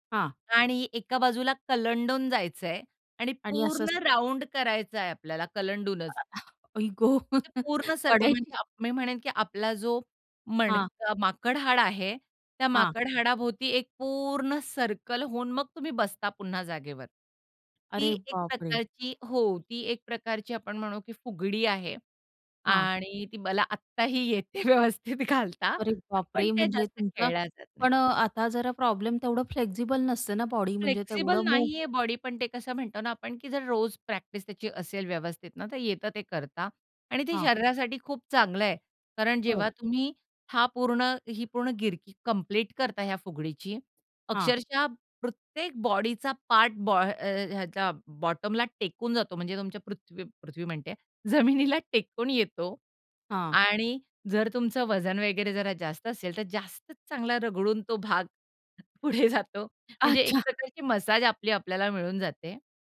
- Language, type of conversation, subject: Marathi, podcast, तुम्हाला सर्वात आवडणारा सांस्कृतिक खेळ कोणता आहे आणि तो आवडण्यामागे कारण काय आहे?
- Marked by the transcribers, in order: in English: "राउंड"; chuckle; laughing while speaking: "येते व्यवस्थित घालता"; in English: "फ्लेक्सिबल"; in English: "फ्लेक्सिबल"; other background noise; tapping; laughing while speaking: "जमिनीला"; laughing while speaking: "पुढे जातो"; laughing while speaking: "अच्छा"